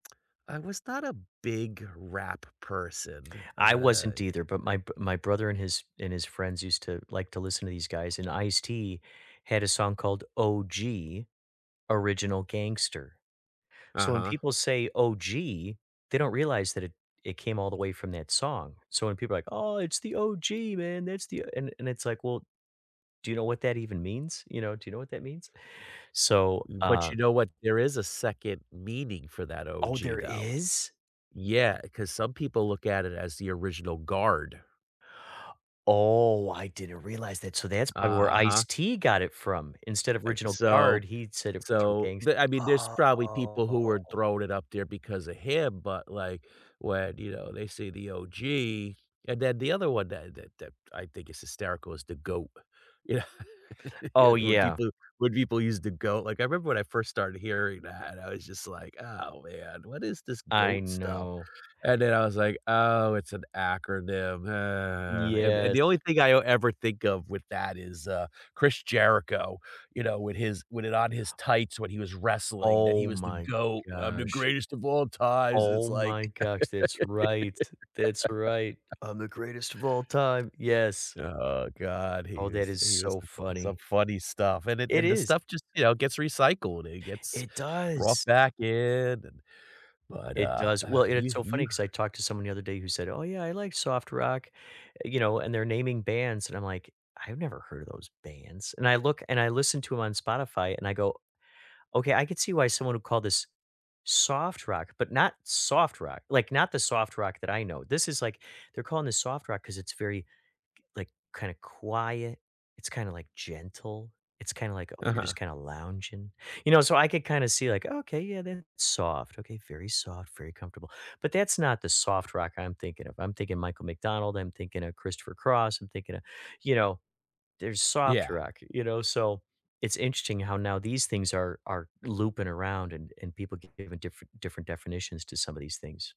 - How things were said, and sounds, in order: other background noise; put-on voice: "Oh, it's the OG, man. That's the"; drawn out: "Oh"; laughing while speaking: "You kno"; tapping; laugh
- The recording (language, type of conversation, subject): English, unstructured, Which musicians would you love to see perform in a tiny venue?